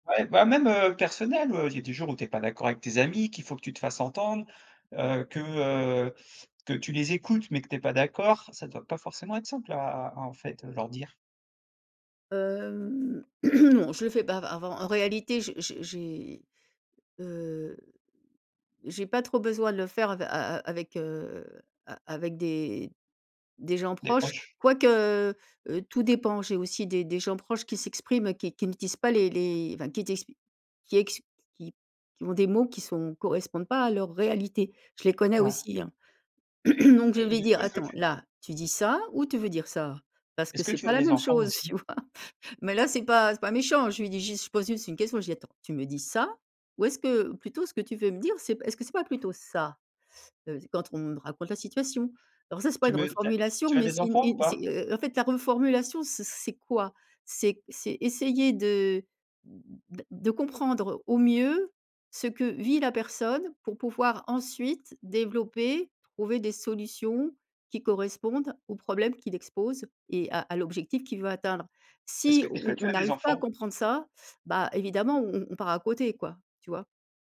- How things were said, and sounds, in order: other background noise; drawn out: "Hem"; throat clearing; drawn out: "heu"; drawn out: "quoique"; throat clearing; laughing while speaking: "tu vois ?"; laugh; stressed: "ça"; stressed: "ça"
- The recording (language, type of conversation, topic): French, podcast, Comment reformules-tu pour montrer que tu écoutes vraiment ?